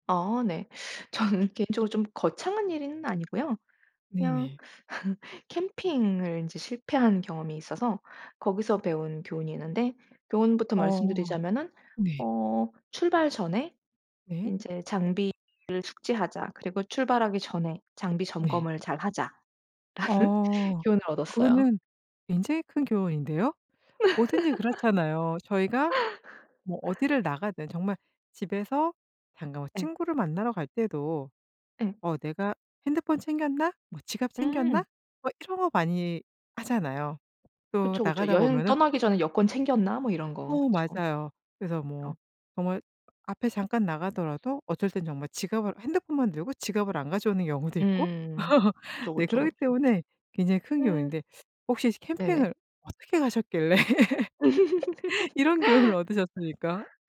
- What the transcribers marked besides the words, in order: laughing while speaking: "저는"; other background noise; laugh; laughing while speaking: "잘하자.'라는"; laugh; tapping; laugh; laugh
- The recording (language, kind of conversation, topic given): Korean, podcast, 실패를 통해 배운 가장 큰 교훈은 무엇인가요?